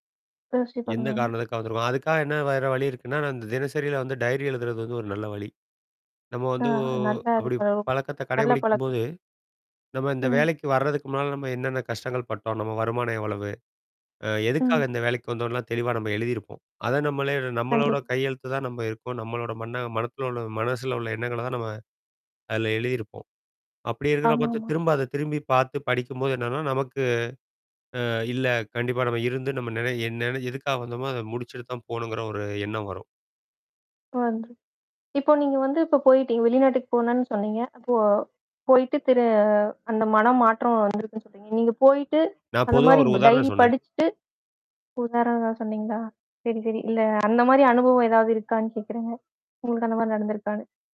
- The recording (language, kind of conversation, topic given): Tamil, podcast, உற்சாகம் குறைந்திருக்கும் போது நீங்கள் உங்கள் படைப்பை எப்படித் தொடங்குவீர்கள்?
- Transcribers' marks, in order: static; distorted speech; mechanical hum; tapping